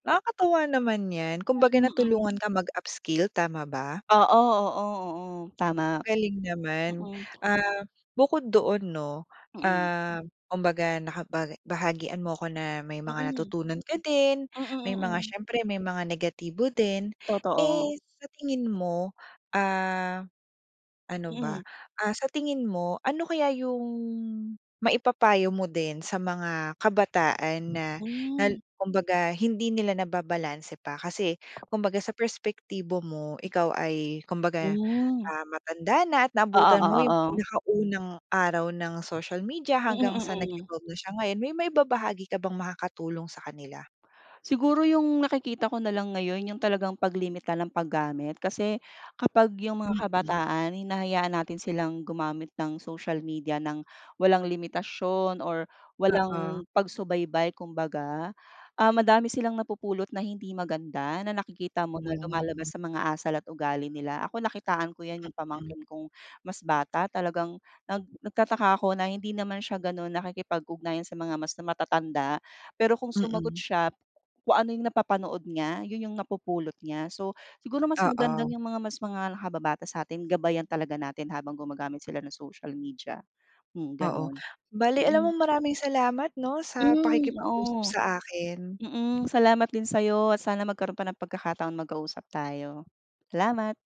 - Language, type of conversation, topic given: Filipino, podcast, Paano nakaapekto sa buhay mo ang midyang panlipunan, sa totoo lang?
- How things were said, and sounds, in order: other background noise; fan